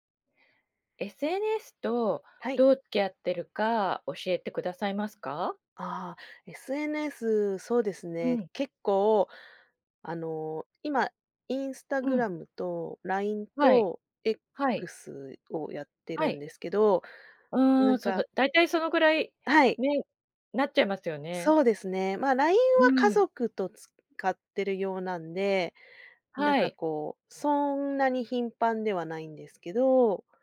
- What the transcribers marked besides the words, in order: none
- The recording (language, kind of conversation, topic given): Japanese, podcast, SNSとどう付き合っていますか？